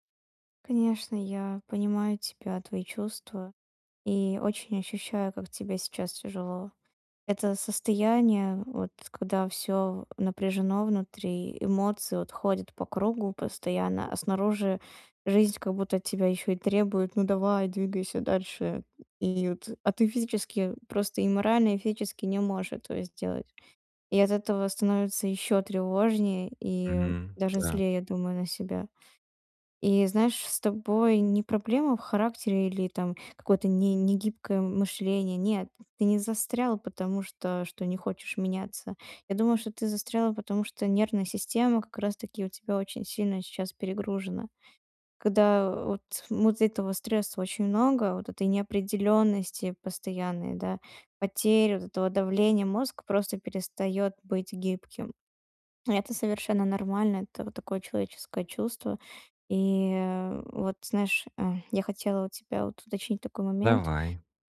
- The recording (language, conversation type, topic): Russian, advice, Как мне стать более гибким в мышлении и легче принимать изменения?
- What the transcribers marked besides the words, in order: tapping